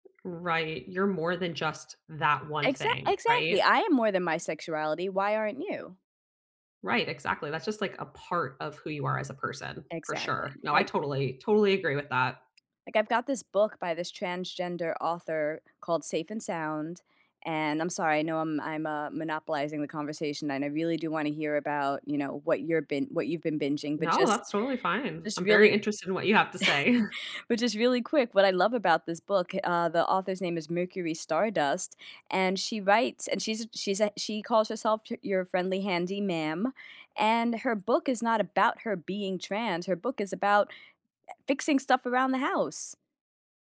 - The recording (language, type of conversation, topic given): English, unstructured, What was the last thing you binged, and what about it grabbed you personally and kept you watching?
- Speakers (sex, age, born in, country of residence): female, 30-34, United States, United States; female, 40-44, Philippines, United States
- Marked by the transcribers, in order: other background noise; chuckle